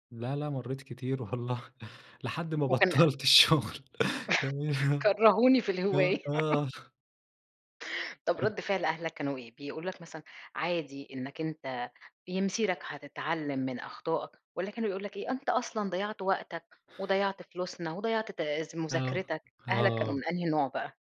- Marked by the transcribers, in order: laughing while speaking: "والله لحد ما بطلت الشغل آه، آه"; chuckle; laughing while speaking: "كرهوني في الهواية"; laugh; unintelligible speech; giggle; unintelligible speech
- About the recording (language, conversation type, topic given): Arabic, podcast, إيه الهواية اللي بتحب تقضي وقتك فيها وليه؟